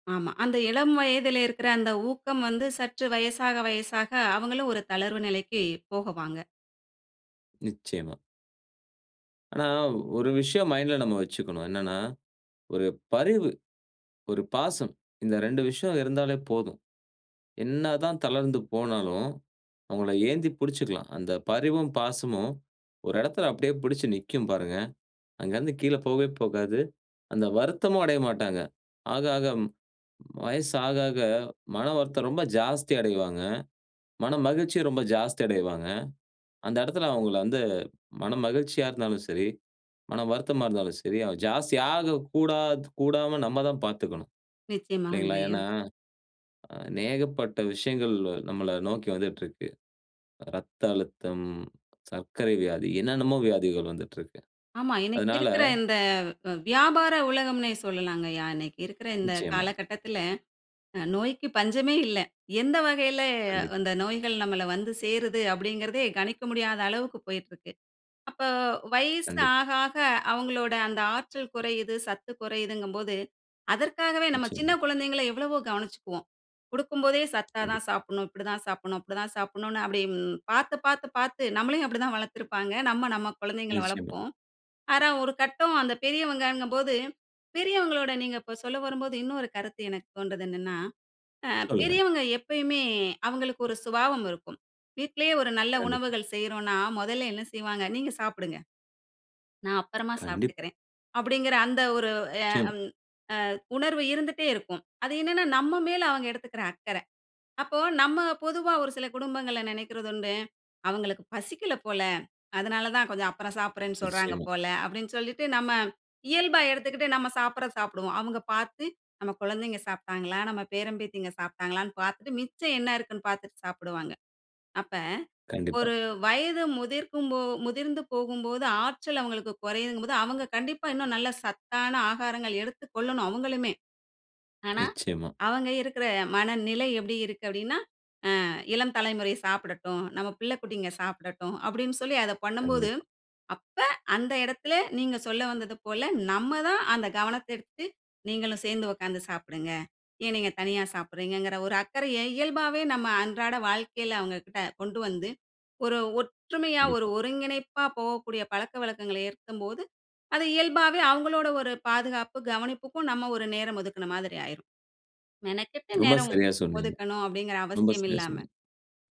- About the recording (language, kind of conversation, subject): Tamil, podcast, வயதான பெற்றோரைப் பார்த்துக் கொள்ளும் பொறுப்பை நீங்கள் எப்படிப் பார்க்கிறீர்கள்?
- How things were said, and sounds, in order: "போவாங்க" said as "போகவாங்க"; unintelligible speech; "இந்த" said as "வந்த"; "ஆனா" said as "ஆரா"